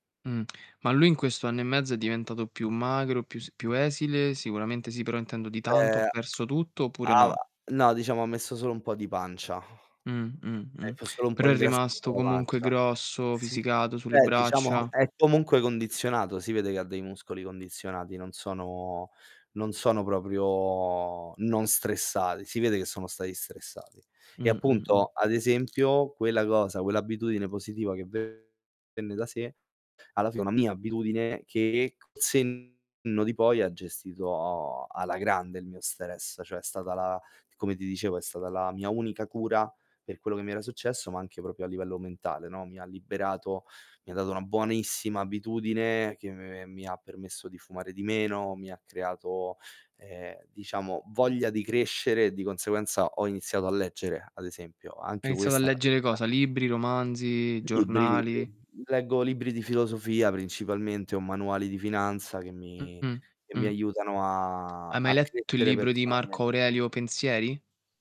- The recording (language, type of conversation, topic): Italian, unstructured, Come può lo sport aiutare a gestire lo stress quotidiano?
- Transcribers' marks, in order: unintelligible speech; tapping; distorted speech; static; drawn out: "proprio"; other background noise; "Cioè" said as "ceh"; "proprio" said as "propio"; drawn out: "a"